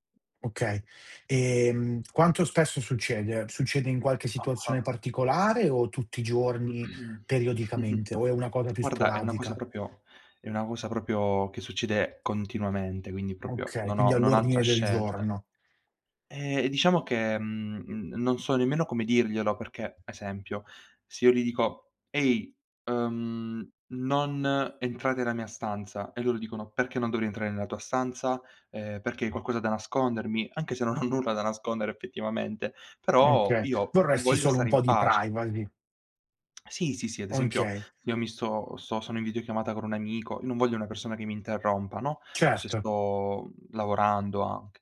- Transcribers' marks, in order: throat clearing; chuckle; tapping; laughing while speaking: "ho nulla"
- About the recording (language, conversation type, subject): Italian, advice, Come posso esprimere i miei bisogni e stabilire dei limiti con un familiare invadente?
- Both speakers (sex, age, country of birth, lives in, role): male, 18-19, Italy, Italy, user; male, 25-29, Italy, Italy, advisor